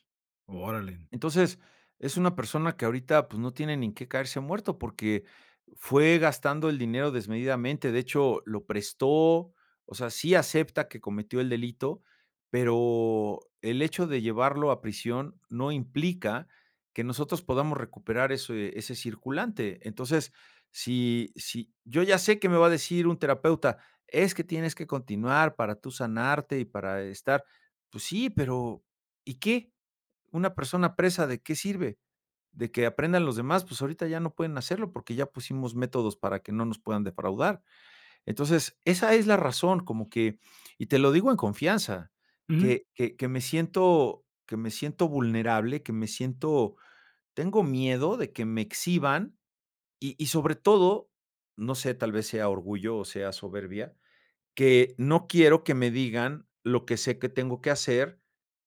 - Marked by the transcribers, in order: none
- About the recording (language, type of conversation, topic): Spanish, advice, ¿Cómo puedo manejar la fatiga y la desmotivación después de un fracaso o un retroceso?
- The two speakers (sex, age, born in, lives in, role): male, 45-49, Mexico, Mexico, advisor; male, 55-59, Mexico, Mexico, user